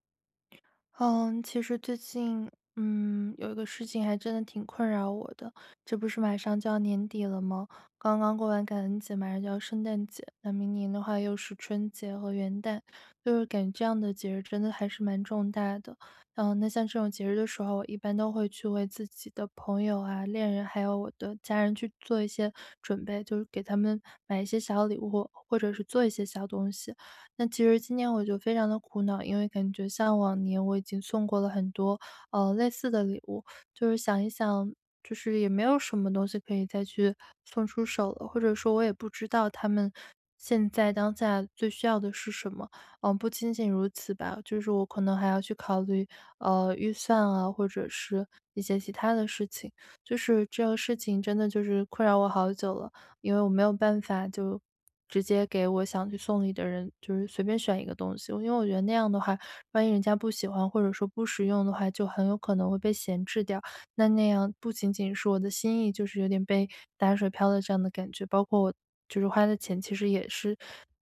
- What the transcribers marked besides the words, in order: none
- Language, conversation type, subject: Chinese, advice, 我怎样才能找到适合别人的礼物？